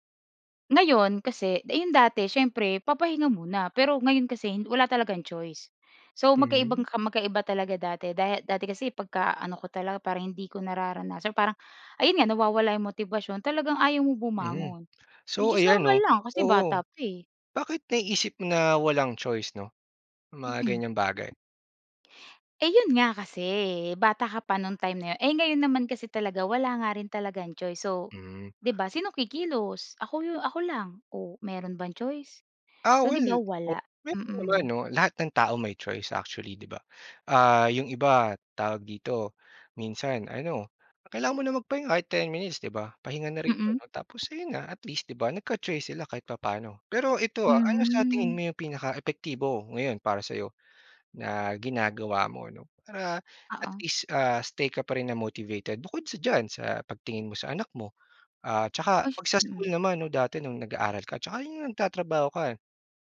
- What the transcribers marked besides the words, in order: in English: "which is"; other background noise; drawn out: "Hmm"; in English: "motivated"
- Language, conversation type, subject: Filipino, podcast, Ano ang ginagawa mo kapag nawawala ang motibasyon mo?